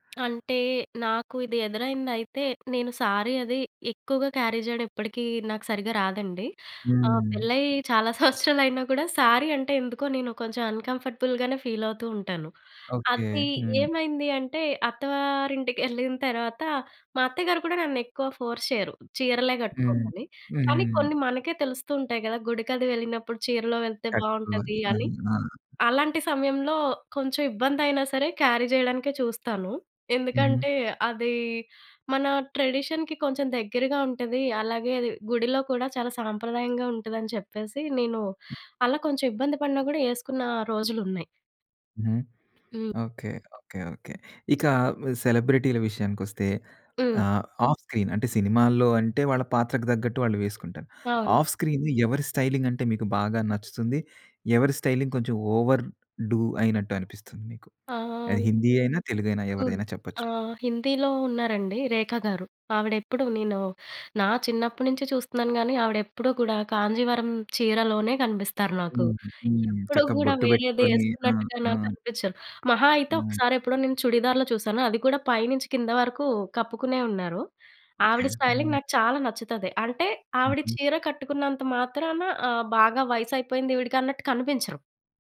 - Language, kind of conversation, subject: Telugu, podcast, బడ్జెట్ పరిమితుల వల్ల మీరు మీ స్టైల్‌లో ఏమైనా మార్పులు చేసుకోవాల్సి వచ్చిందా?
- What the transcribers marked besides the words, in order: tapping; in English: "క్యారీ"; laughing while speaking: "సంవత్సరాలైనా"; in English: "అన్‌కంఫర్టబుల్‍గానే"; in English: "ఫోర్స్"; other background noise; in English: "క్యారీ"; in English: "ట్రెడిషన్‍కి"; in English: "ఆఫ్ స్క్రీన్"; in English: "ఆఫ్ స్క్రీన్"; in English: "స్టైలింగ్"; in English: "స్టైలింగ్"; in English: "ఓవర్ డు"; in English: "స్టైలింగ్"